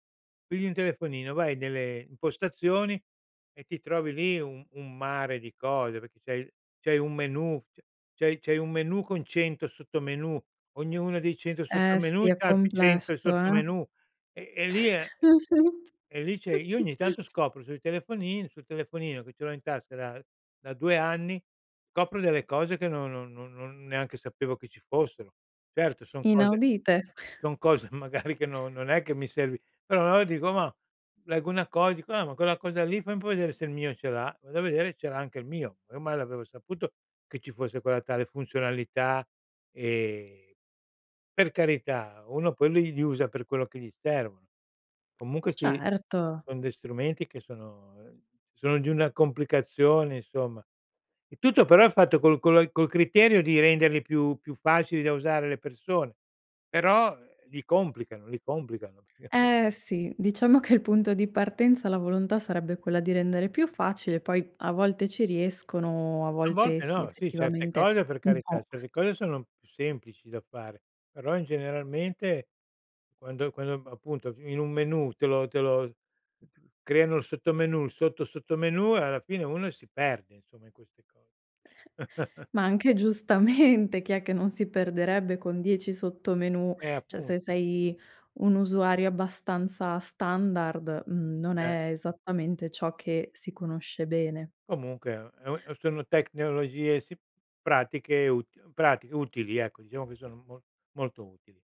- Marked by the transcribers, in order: chuckle; laughing while speaking: "magari"; chuckle; "allora" said as "alloa"; tapping; drawn out: "ehm"; chuckle; other background noise; laughing while speaking: "che"; chuckle; laughing while speaking: "giustamente"; "Cioè" said as "ceh"; drawn out: "sei"
- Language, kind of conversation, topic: Italian, podcast, Come sincronizzi tutto tra dispositivi diversi?